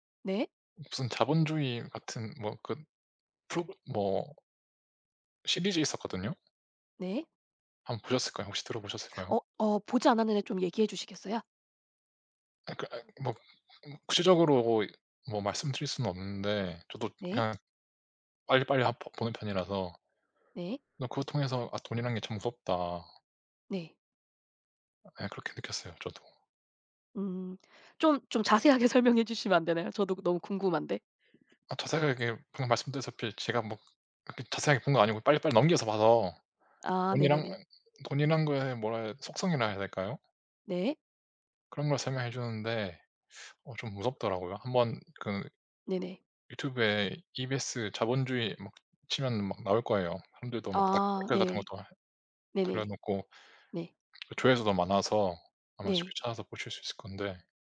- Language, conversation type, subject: Korean, unstructured, 돈에 관해 가장 놀라운 사실은 무엇인가요?
- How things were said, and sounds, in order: other background noise; teeth sucking